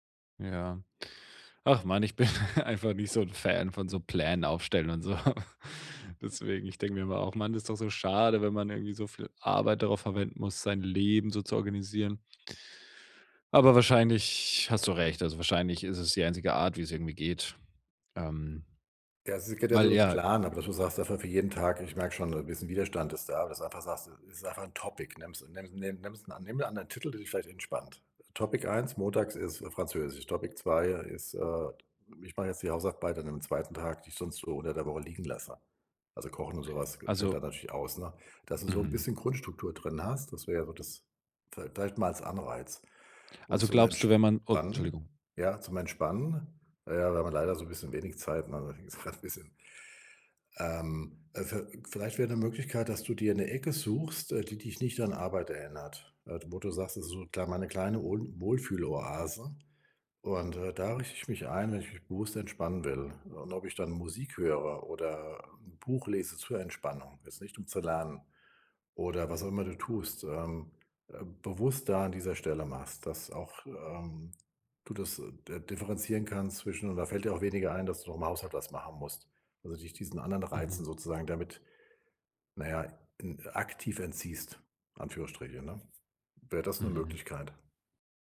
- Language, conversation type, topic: German, advice, Wie kann ich zu Hause entspannen, wenn ich nicht abschalten kann?
- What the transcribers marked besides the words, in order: laughing while speaking: "einfach"; laughing while speaking: "so"; in English: "Topic"; in English: "Topic"; in English: "Topic"; unintelligible speech